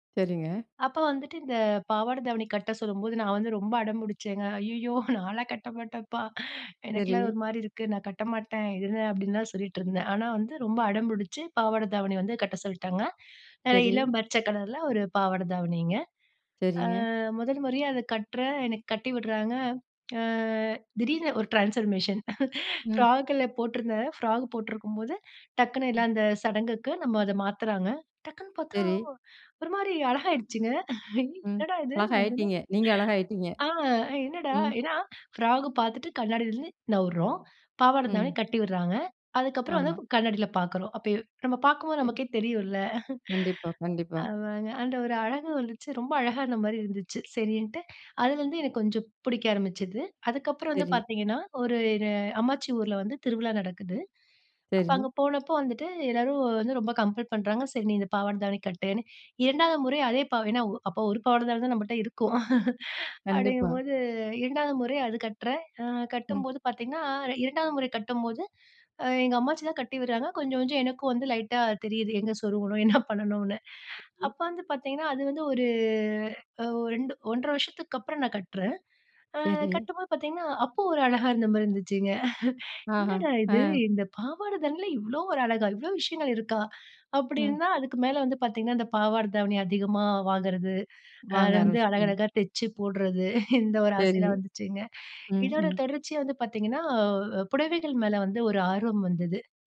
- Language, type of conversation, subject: Tamil, podcast, சுயமாக கற்றதை வேலைக்காக எப்படி பயன்படுத்தினீர்கள்?
- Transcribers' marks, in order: laughing while speaking: "ஐயய்யோ! நான்லாம் கட்ட மாட்டேம்ப்பா! எனக்கெல்லாம் ஒருமாரி இருக்கு. நான் கட்டமாட்டேன் இது என்ன?"; in English: "ட்ரான்ஸ்ஃபார்மேஷன் ஃப்ராகுல"; in English: "ஃப்ராக்"; laughing while speaking: "ஐ! என்னடா! இது முதல்ல ஆ என்னடா!"; in English: "ஃப்ராக்"; chuckle; other noise; in English: "கம்பள்"; chuckle; laughing while speaking: "என்ன பண்ணணுன்னு"; chuckle; surprised: "என்னடா! இது இந்த பாவாட தவணில … இருக்கா! அப்டி இருந்தா"; tapping; chuckle